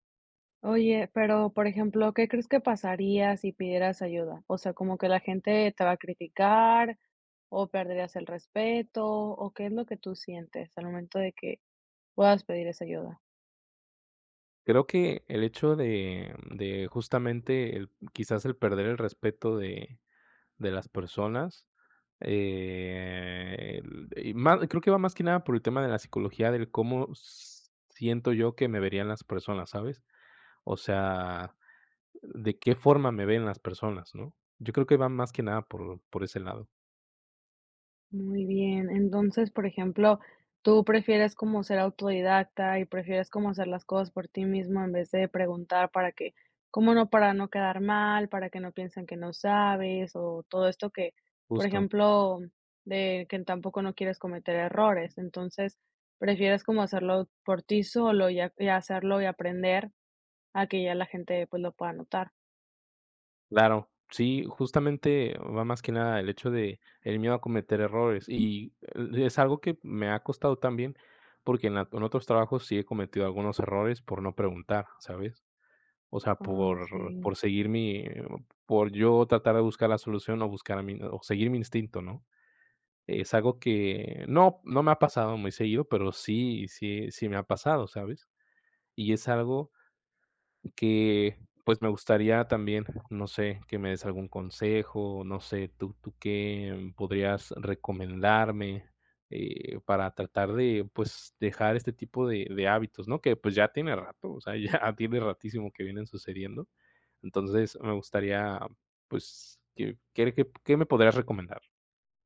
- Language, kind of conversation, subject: Spanish, advice, ¿Cómo te sientes cuando te da miedo pedir ayuda por parecer incompetente?
- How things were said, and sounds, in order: drawn out: "eh"; other background noise; tapping; laughing while speaking: "ya"